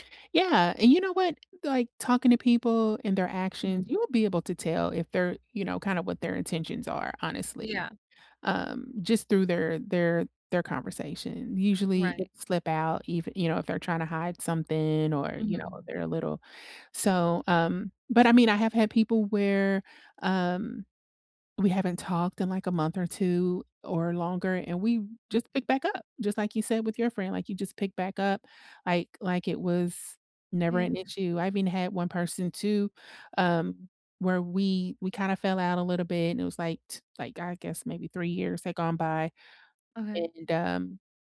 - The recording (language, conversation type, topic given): English, unstructured, How should I handle old friendships resurfacing after long breaks?
- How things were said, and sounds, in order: tsk